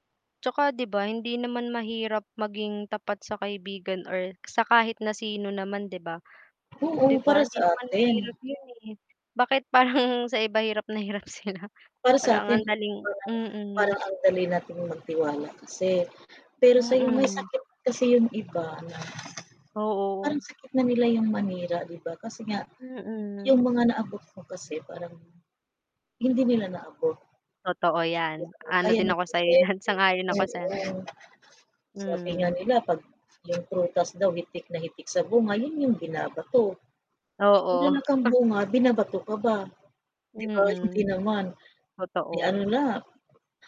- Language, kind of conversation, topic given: Filipino, unstructured, Ano ang epekto ng pagtitiwala sa ating mga relasyon?
- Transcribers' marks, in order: tapping; other background noise; distorted speech; laughing while speaking: "parang"; laughing while speaking: "sila"; static; laughing while speaking: "diyan"; chuckle; unintelligible speech; other street noise